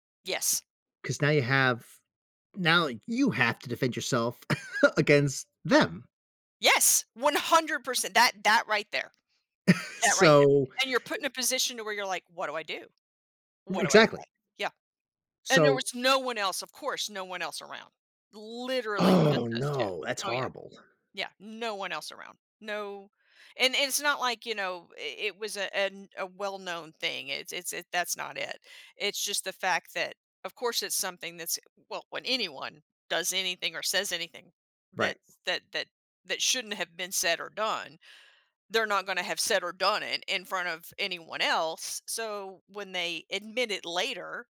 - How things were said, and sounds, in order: chuckle; chuckle; other background noise; stressed: "Literally"
- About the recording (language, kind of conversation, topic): English, unstructured, Does talking about feelings help mental health?
- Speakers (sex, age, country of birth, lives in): female, 55-59, United States, United States; male, 40-44, United States, United States